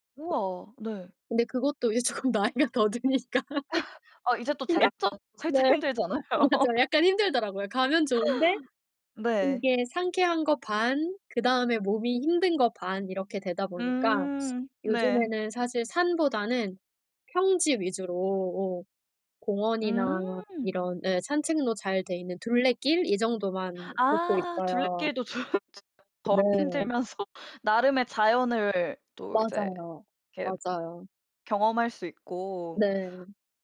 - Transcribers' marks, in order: tapping; laughing while speaking: "이제 조금 나이가 더 드니까. 그냥 네. 어 맞아"; laugh; laughing while speaking: "힘들잖아요"; laugh; laughing while speaking: "좀"; other background noise
- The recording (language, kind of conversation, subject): Korean, podcast, 요즘 도시 생활 속에서 자연을 어떻게 느끼고 계신가요?